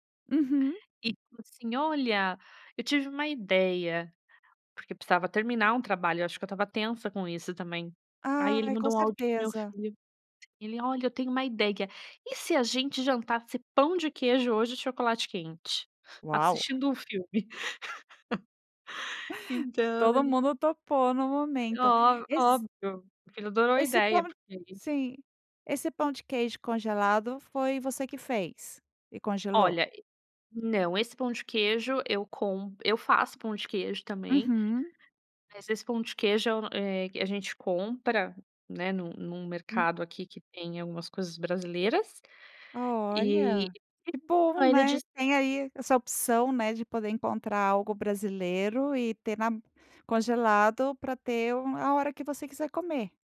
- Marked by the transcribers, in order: chuckle; unintelligible speech
- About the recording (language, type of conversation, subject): Portuguese, podcast, Por que você gosta de cozinhar?